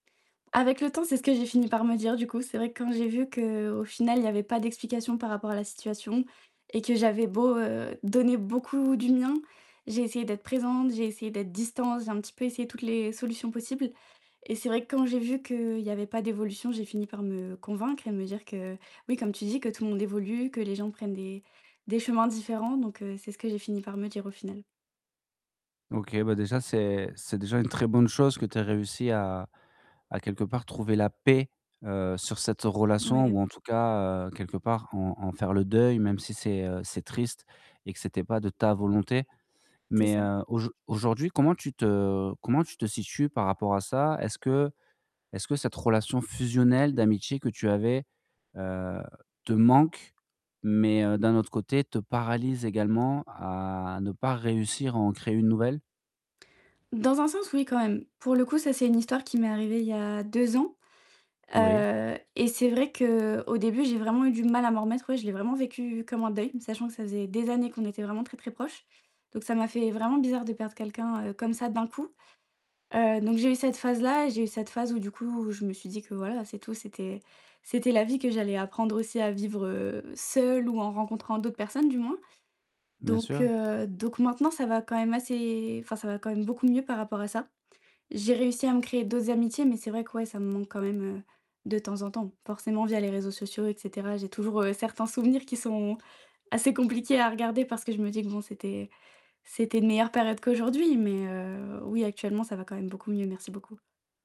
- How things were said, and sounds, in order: distorted speech; background speech; static; stressed: "ta"
- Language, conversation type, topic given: French, advice, Comment puis-je rebondir après un rejet et retrouver rapidement confiance en moi ?